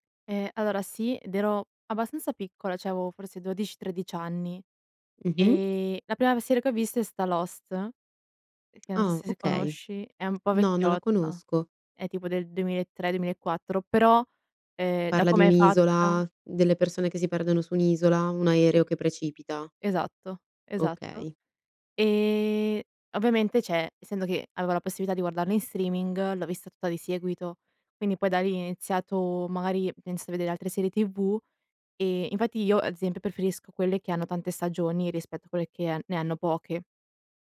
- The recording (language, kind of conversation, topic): Italian, podcast, Cosa pensi del fenomeno dello streaming e del binge‑watching?
- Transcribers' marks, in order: "cioè" said as "ceh"; "cioè" said as "ceh"